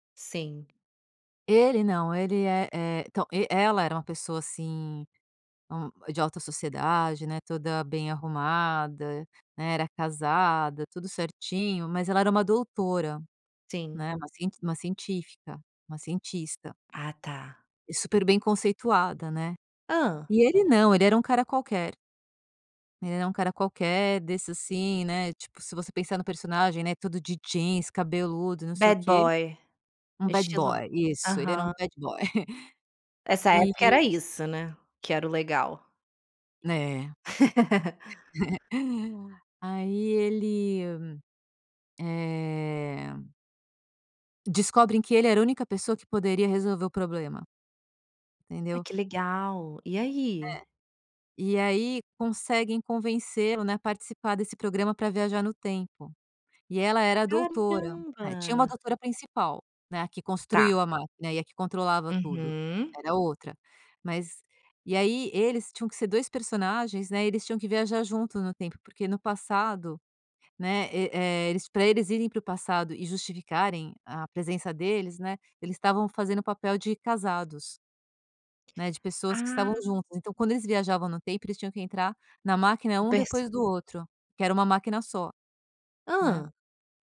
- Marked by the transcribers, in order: tapping; in English: "Bad boy"; in English: "bad boy"; in English: "bad boy"; chuckle; laugh; other background noise; laugh
- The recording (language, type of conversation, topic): Portuguese, podcast, Me conta, qual série é seu refúgio quando tudo aperta?